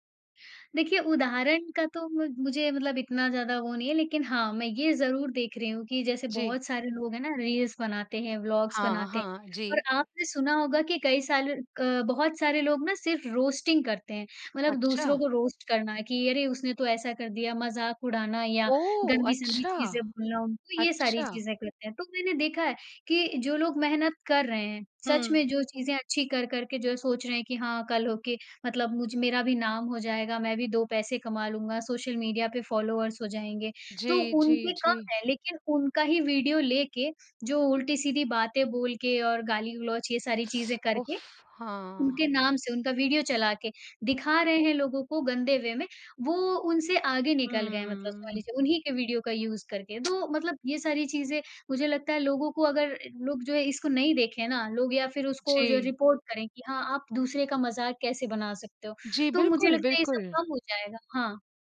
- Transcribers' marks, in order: in English: "रील्स"; in English: "ब्लॉग्स"; in English: "रोस्टिंग"; in English: "रोस्ट"; in English: "फॉलोवर्स"; other noise; in English: "वे"; in English: "यूज़"; tsk; in English: "रिपोर्ट"
- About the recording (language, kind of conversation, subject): Hindi, podcast, सोशल मीडिया के रुझान मनोरंजन को कैसे आकार देते हैं, और आप क्या देखना पसंद करते हैं?